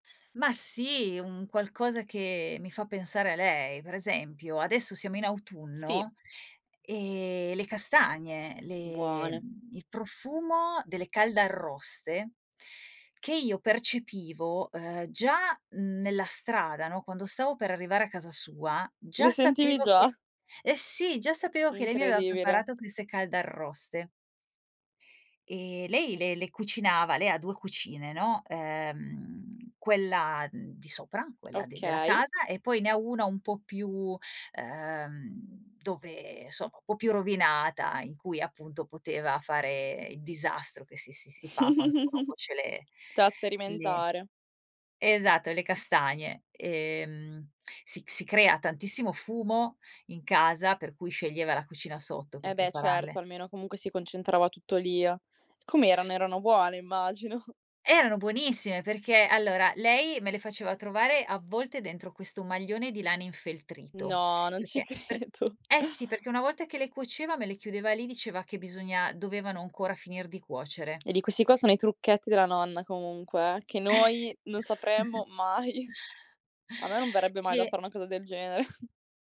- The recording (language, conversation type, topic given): Italian, podcast, Quale sapore ti fa pensare a tua nonna?
- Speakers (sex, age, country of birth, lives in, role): female, 20-24, Italy, Italy, host; female, 45-49, Italy, Italy, guest
- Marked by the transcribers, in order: tapping; laughing while speaking: "già?"; chuckle; laughing while speaking: "immagino"; laughing while speaking: "ci credo"; chuckle; laughing while speaking: "mai"; chuckle